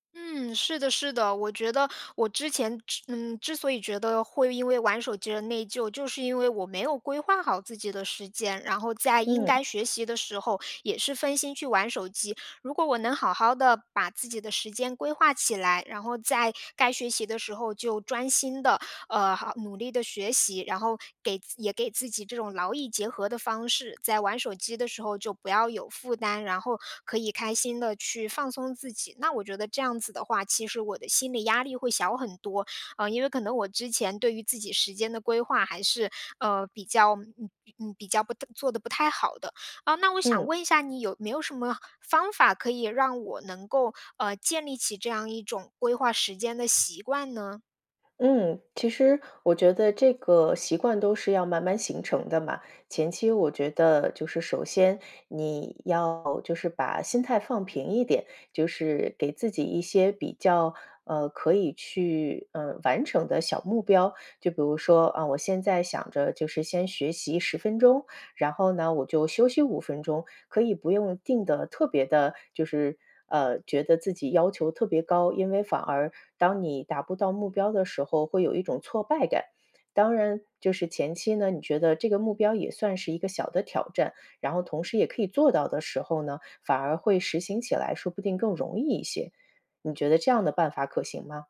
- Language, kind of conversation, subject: Chinese, advice, 如何面对对自己要求过高、被自我批评压得喘不过气的感觉？
- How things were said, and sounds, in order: none